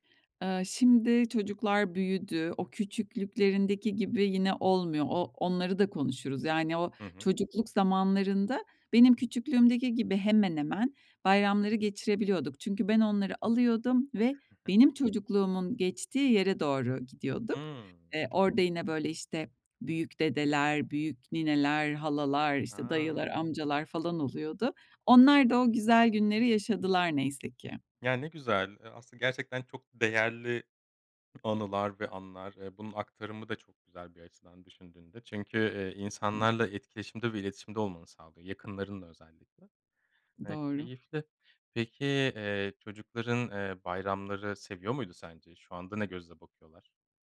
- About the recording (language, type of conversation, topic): Turkish, podcast, Çocuklara hangi gelenekleri mutlaka öğretmeliyiz?
- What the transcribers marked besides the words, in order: chuckle; other background noise